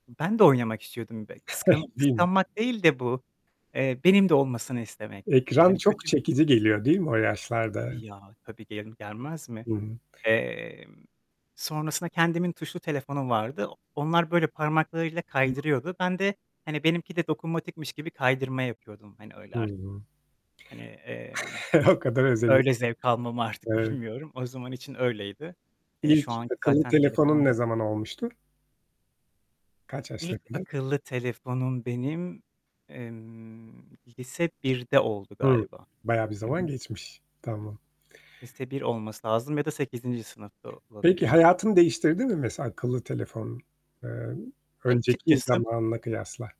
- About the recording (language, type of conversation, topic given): Turkish, podcast, Telefonsuz bir günü nasıl geçirirdin?
- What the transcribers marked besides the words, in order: static; chuckle; other background noise; unintelligible speech; chuckle; laughing while speaking: "artık bilmiyorum"; distorted speech; tapping